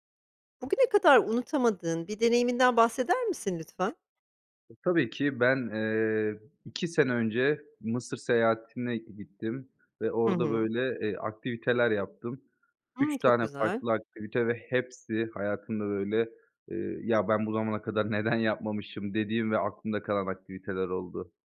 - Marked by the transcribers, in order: other background noise
- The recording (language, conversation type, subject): Turkish, podcast, Bana unutamadığın bir deneyimini anlatır mısın?